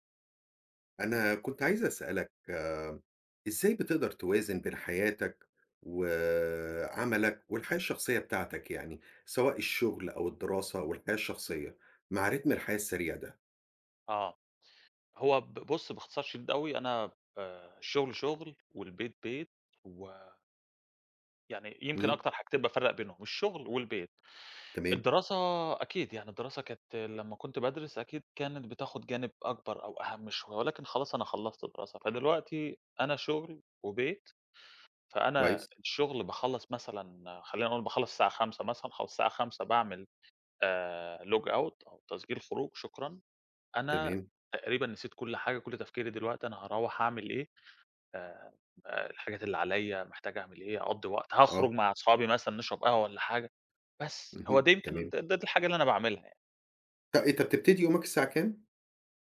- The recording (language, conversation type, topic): Arabic, podcast, إزاي بتوازن بين الشغل وحياتك الشخصية؟
- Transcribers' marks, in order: in English: "رتم"; in English: "log out"